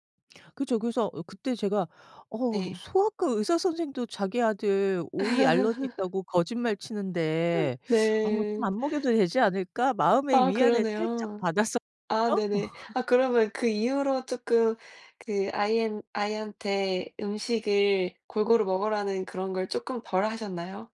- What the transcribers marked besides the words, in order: laugh; other background noise; laughing while speaking: "네"; laugh
- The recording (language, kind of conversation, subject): Korean, unstructured, 아이들에게 음식 취향을 강요해도 될까요?